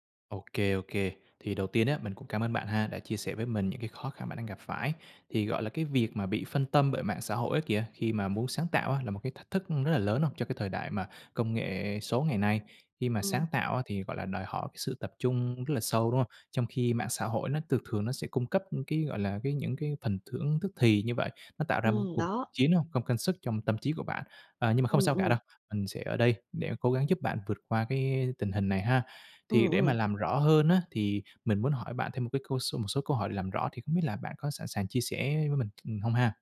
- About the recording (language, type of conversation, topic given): Vietnamese, advice, Làm thế nào để không bị mạng xã hội làm phân tâm khi bạn muốn sáng tạo?
- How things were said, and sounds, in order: tapping